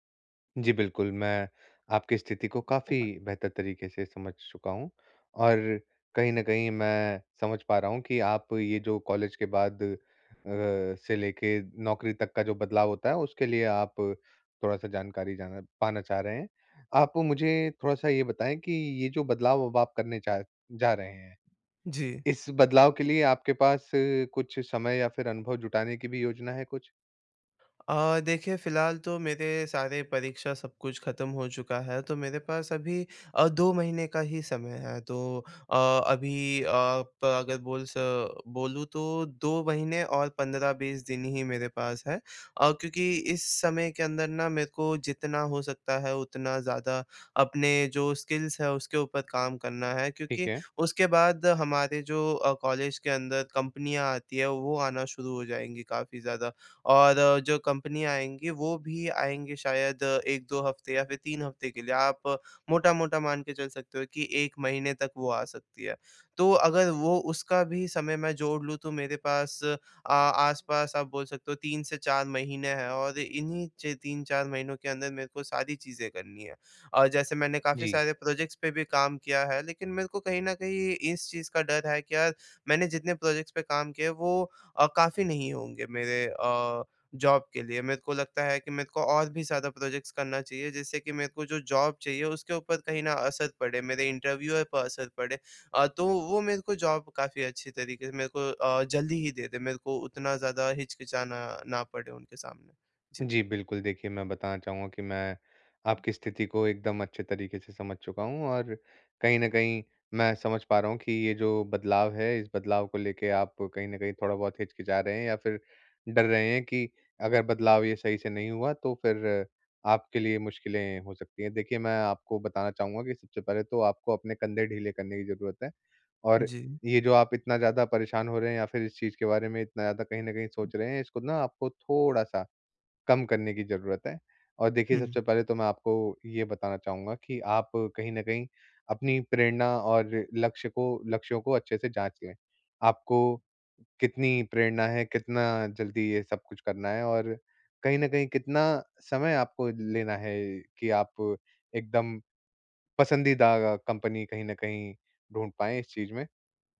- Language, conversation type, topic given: Hindi, advice, क्या अब मेरे लिए अपने करियर में बड़ा बदलाव करने का सही समय है?
- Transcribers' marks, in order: other background noise; in English: "स्किल्स"; in English: "प्रोजेक्ट्स"; in English: "प्रोजेक्ट्स"; in English: "जॉब"; in English: "प्रोजेक्ट्स"; in English: "जॉब"; in English: "इंटरव्यूवर"; in English: "जॉब"